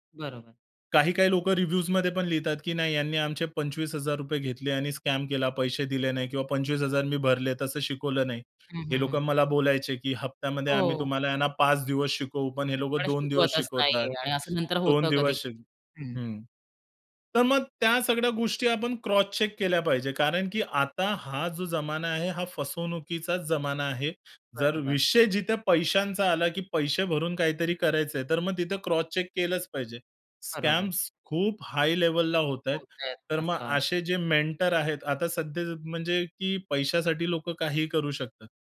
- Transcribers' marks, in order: in English: "रिव्ह्जमध्ये"; in English: "स्कॅम"; tapping; other background noise; in English: "स्कॅम्स"; in English: "मेंटर"
- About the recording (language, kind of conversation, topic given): Marathi, podcast, तुम्ही मेंटर निवडताना कोणत्या गोष्टी लक्षात घेता?